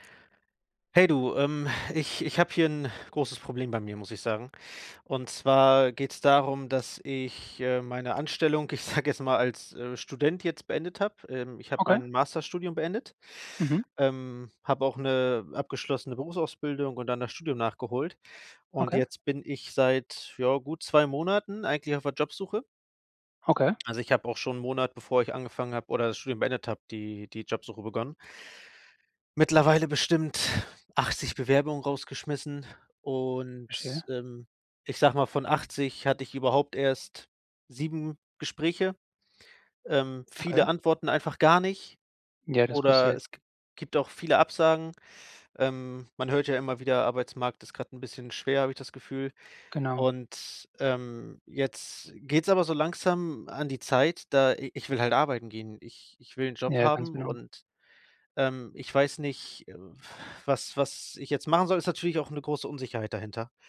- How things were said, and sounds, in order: other background noise; laughing while speaking: "ich sage jetzt mal"
- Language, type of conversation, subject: German, advice, Wie ist es zu deinem plötzlichen Jobverlust gekommen?